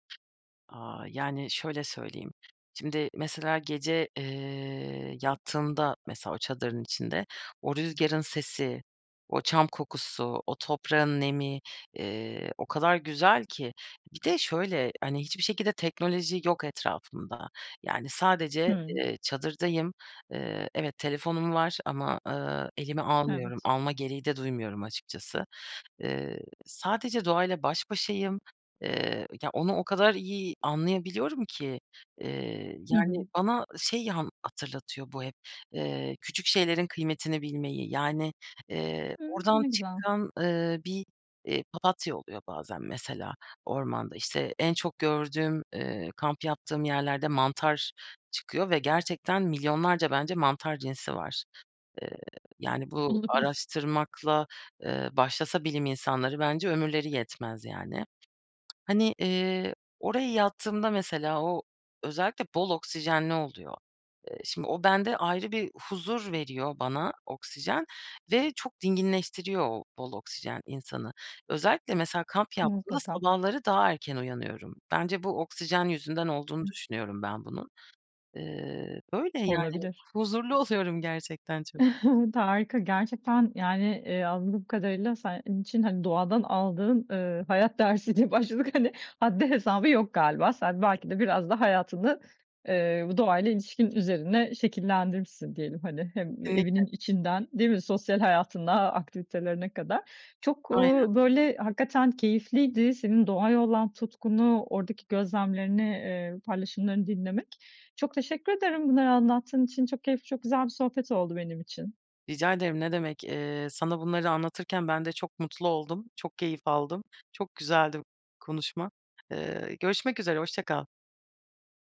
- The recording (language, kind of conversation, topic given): Turkish, podcast, Doğa sana hangi hayat derslerini öğretmiş olabilir?
- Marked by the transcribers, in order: other background noise; tapping; laughing while speaking: "Huzurlu oluyorum"; giggle; laughing while speaking: "hayat dersi diye başladık. Hani"